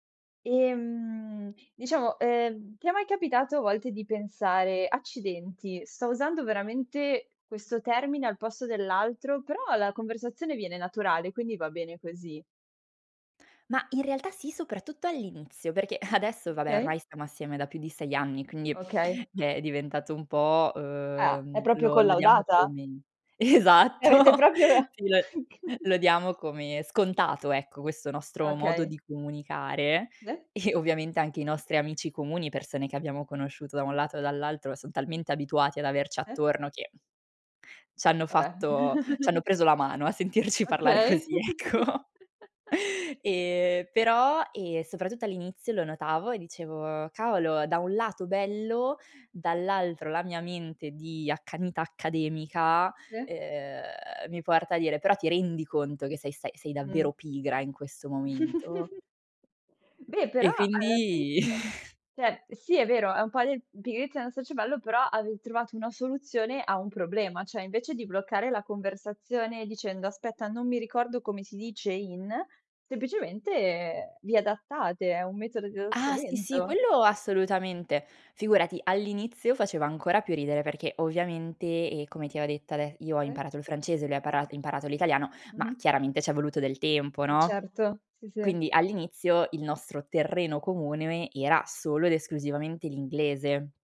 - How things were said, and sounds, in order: "okay" said as "kay"; laughing while speaking: "adesso"; sniff; tapping; "proprio" said as "propio"; laughing while speaking: "E avete propio"; laughing while speaking: "esatto! Sì, lo"; "proprio" said as "propio"; unintelligible speech; laughing while speaking: "E"; swallow; chuckle; laughing while speaking: "sentirci parlare così, ecco"; chuckle; chuckle; "cioè" said as "ceh"; chuckle; "cioè" said as "ceh"; "semplicemente" said as "sempicemente"; "avevo" said as "avè"; other background noise; "comune" said as "comunue"
- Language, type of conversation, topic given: Italian, podcast, Ti va di parlare del dialetto o della lingua che parli a casa?